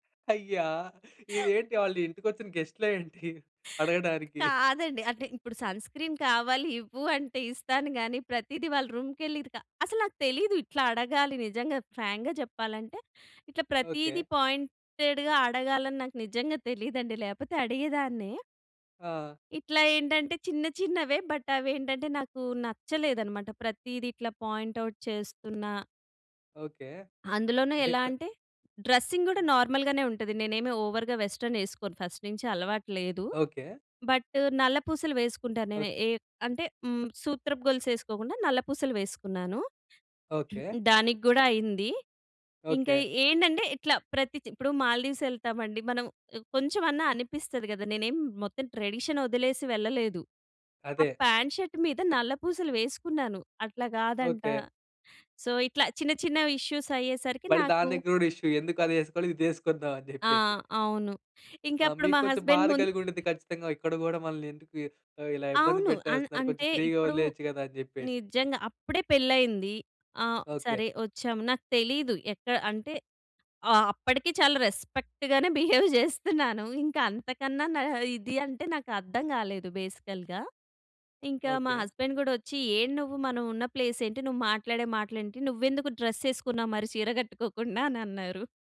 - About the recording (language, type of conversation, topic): Telugu, podcast, మీ ప్రయాణంలో నేర్చుకున్న ఒక ప్రాముఖ్యమైన పాఠం ఏది?
- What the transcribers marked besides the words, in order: other noise; in English: "సన్క్రీన్"; in English: "రూమ్‌కి"; in English: "ఫ్రాంక్‌గా"; in English: "పాయింటెడ్‌గా"; in English: "బట్"; in English: "పాయింట్ ఔట్"; in English: "డ్రెస్సింగ్"; in English: "నార్మల్‍గానే"; in English: "ఓవర్‌గా వెస్టర్న్"; in English: "ఫస్ట్"; in English: "బట్"; other background noise; in English: "ట్రెడిషన్"; in English: "ప్యాంట్, షర్ట్"; in English: "సో"; in English: "ఇష్యూస్"; in English: "ఇష్యూ"; in English: "హస్బండ్"; in English: "ఫ్రీగా"; in English: "రెస్పెక్ట్‌గానే బిహేవ్"; in English: "బేసికల్‌గా"; in English: "హస్బాండ్"; in English: "ప్లేస్"; in English: "డ్రెస్"